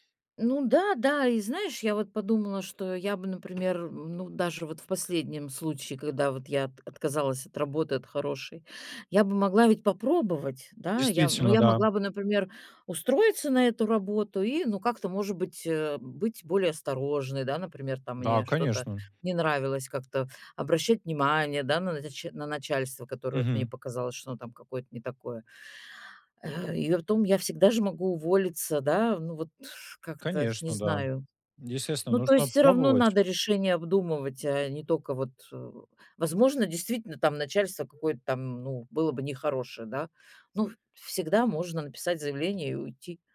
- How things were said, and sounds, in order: other background noise
- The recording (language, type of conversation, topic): Russian, advice, Как мне лучше сочетать разум и интуицию при принятии решений?